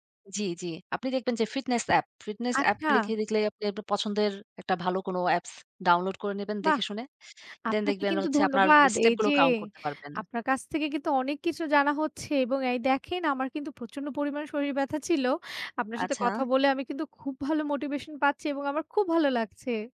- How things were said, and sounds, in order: put-on voice: "এই যে, আপনার কাছ থেকে … শরীর ব্যথা ছিল"; in English: "motivation"
- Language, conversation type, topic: Bengali, unstructured, ব্যায়ামকে কীভাবে আরও মজার করে তোলা যায়?